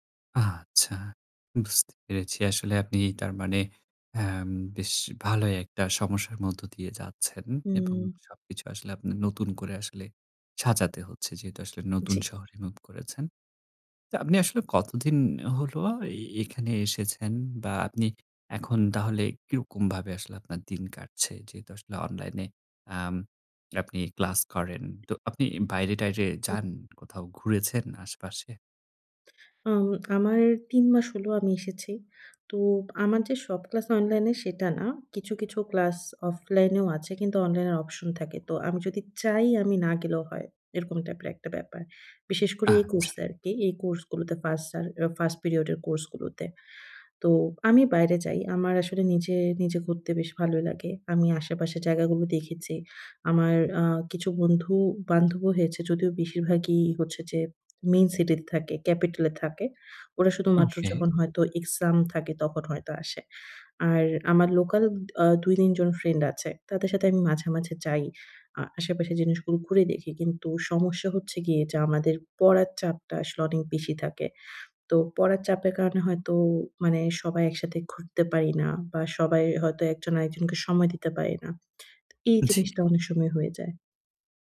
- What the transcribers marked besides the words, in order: other background noise
- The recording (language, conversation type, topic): Bengali, advice, নতুন শহরে স্থানান্তর করার পর আপনার দৈনন্দিন রুটিন ও সম্পর্ক কীভাবে বদলে গেছে?